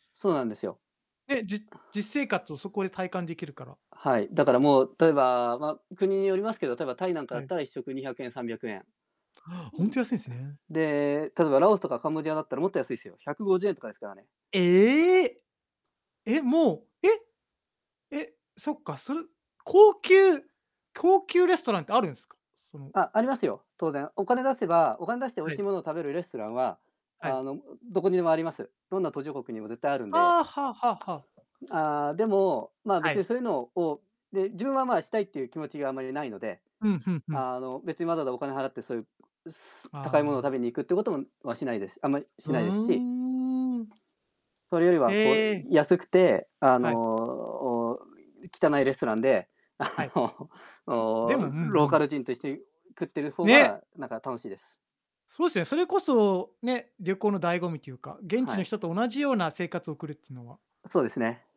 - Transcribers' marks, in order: distorted speech; other noise; other background noise; tapping; laughing while speaking: "あの"
- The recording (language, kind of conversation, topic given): Japanese, unstructured, 旅行に行くとき、何をいちばん楽しみにしていますか？